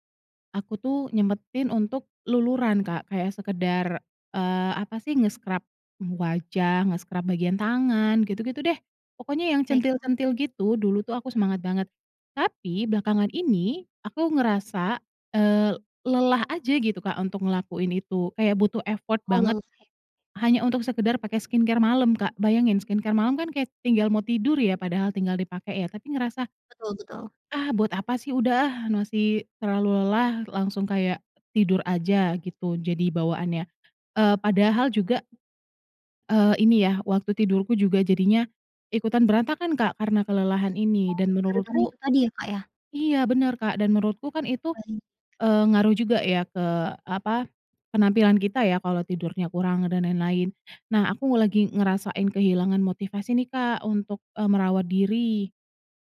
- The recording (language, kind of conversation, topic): Indonesian, advice, Bagaimana cara mengatasi rasa lelah dan hilang motivasi untuk merawat diri?
- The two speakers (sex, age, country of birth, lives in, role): female, 25-29, Indonesia, Indonesia, advisor; female, 30-34, Indonesia, Indonesia, user
- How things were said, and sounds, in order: in English: "nge-scrub"; in English: "nge-scrub"; in English: "effort"; in English: "skincare"; unintelligible speech; in English: "skincare"; other background noise